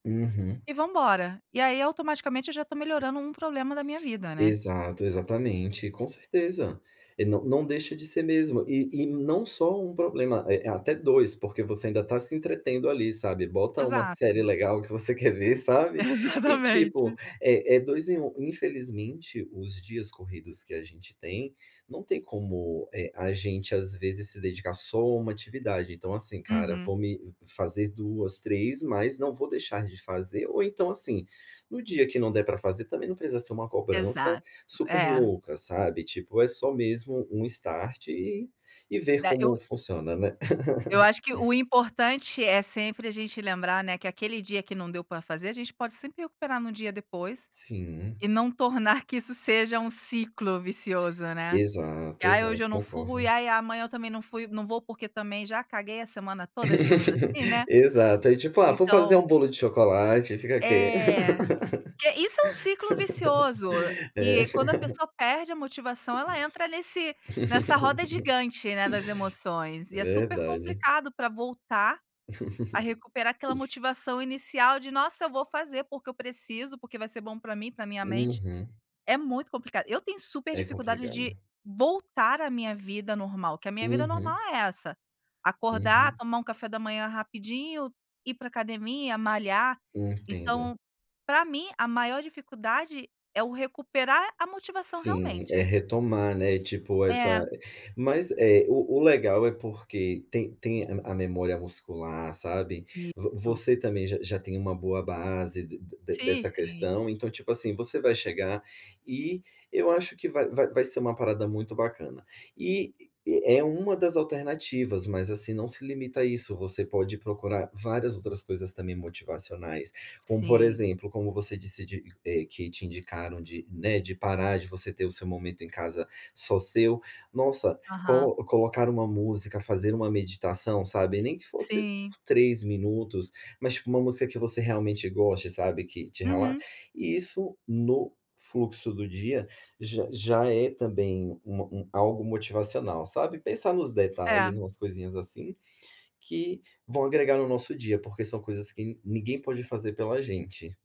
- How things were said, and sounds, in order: tapping; laughing while speaking: "Exatamente"; in English: "start"; chuckle; chuckle; chuckle; chuckle
- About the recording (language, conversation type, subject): Portuguese, podcast, Como você recupera a motivação depois de uma grande falha?